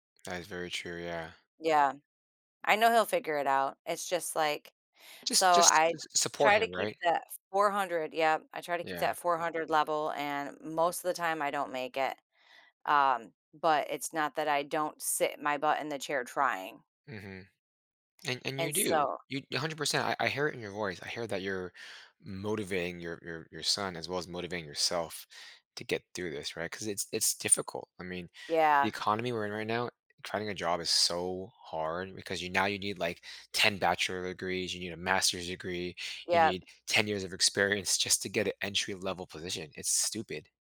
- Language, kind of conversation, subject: English, advice, How can I balance hobbies and relationship time?
- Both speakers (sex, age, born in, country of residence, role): female, 55-59, United States, United States, user; male, 30-34, United States, United States, advisor
- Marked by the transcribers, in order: none